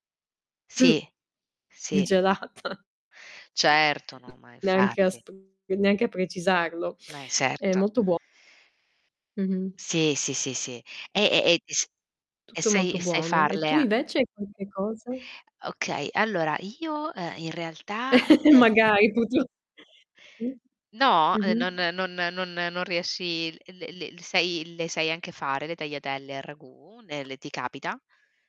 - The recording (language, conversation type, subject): Italian, unstructured, Qual è il piatto tradizionale della tua regione che ami di più e perché?
- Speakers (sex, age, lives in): female, 30-34, Italy; female, 35-39, Italy
- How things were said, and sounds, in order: distorted speech; static; laughing while speaking: "Il gelato"; other background noise; "esatto" said as "esetto"; chuckle; tapping